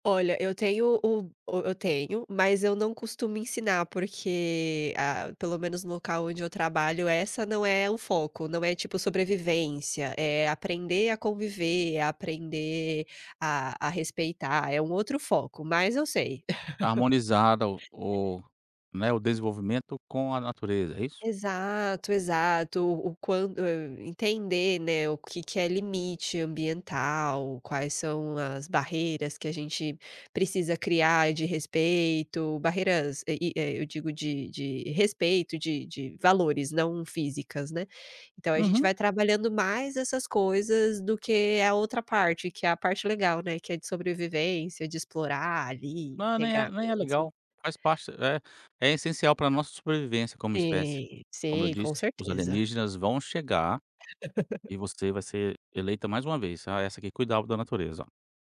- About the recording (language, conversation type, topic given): Portuguese, podcast, Como seu estilo pessoal mudou ao longo dos anos?
- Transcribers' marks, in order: laugh; tapping; laugh